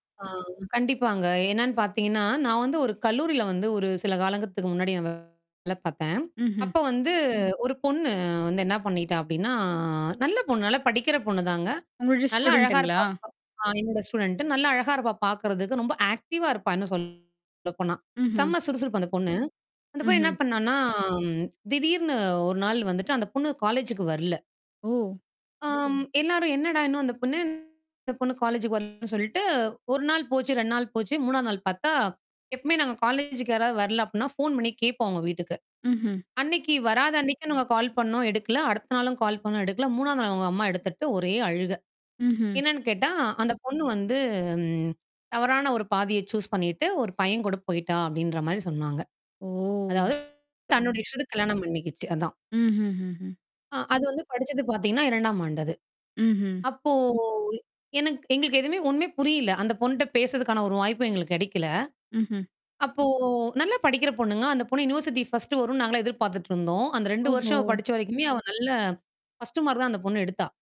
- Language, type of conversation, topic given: Tamil, podcast, ஒருவர் சோகமாகப் பேசும்போது அவர்களுக்கு ஆதரவாக நீங்கள் என்ன சொல்வீர்கள்?
- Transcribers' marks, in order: other background noise; "காலங்களுக்கு" said as "காலங்கத்துக்கு"; distorted speech; drawn out: "பண்ணிட்டா"; in English: "ஆக்டிவா"; mechanical hum; static; in English: "சூஸ்"; drawn out: "ஓ!"; in English: "யூனிவர்சிட்டி ஃபர்ஸ்ட்"